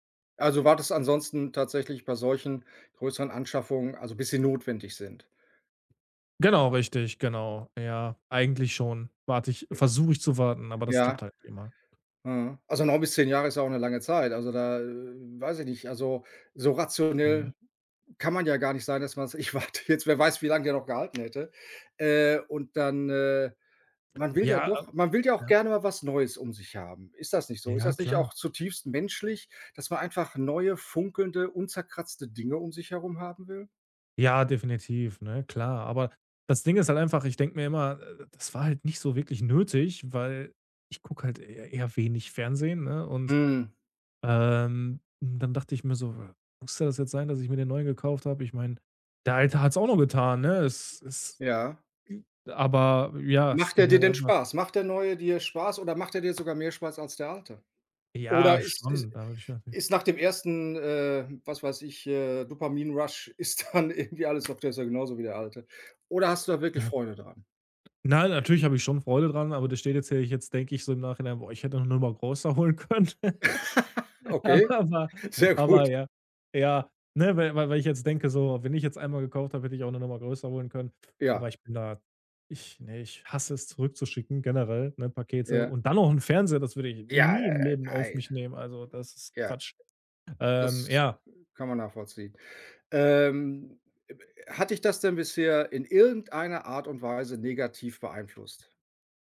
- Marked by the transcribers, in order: stressed: "notwendig"; other background noise; laughing while speaking: "Ich warte jetzt"; unintelligible speech; tapping; in English: "Rush"; laughing while speaking: "ist dann irgendwie"; laugh; laughing while speaking: "Sehr gut"; laughing while speaking: "können. Aber aber"; laugh; stressed: "nie"
- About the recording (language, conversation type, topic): German, advice, Wie gehst du mit deinem schlechten Gewissen nach impulsiven Einkäufen um?